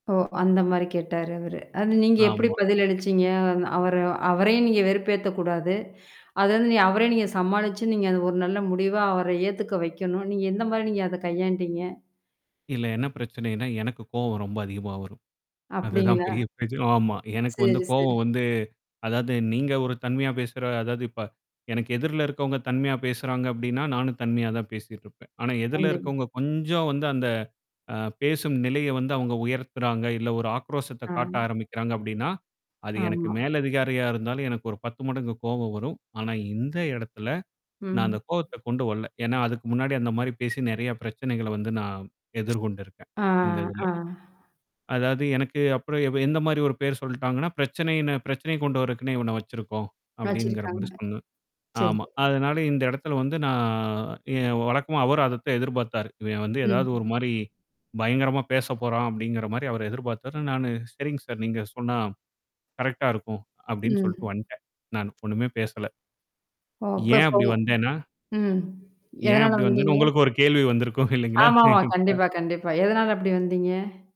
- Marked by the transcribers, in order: tapping; static; laughing while speaking: "அப்டிங்களா?"; laughing while speaking: "அதுதான் பெரிய பிரஜன"; "பிரச்சனை" said as "பிரஜன"; other background noise; drawn out: "ஆ, ஆ"; "சொன்னாங்க" said as "சொன்ன"; background speech; laughing while speaking: "உங்களுக்கு ஒரு கேள்வி வந்திருக்கும் இல்லீங்களா?"; unintelligible speech
- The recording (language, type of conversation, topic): Tamil, podcast, பாதுகாப்பான பேசுகைச் சூழலை எப்படி உருவாக்கலாம்?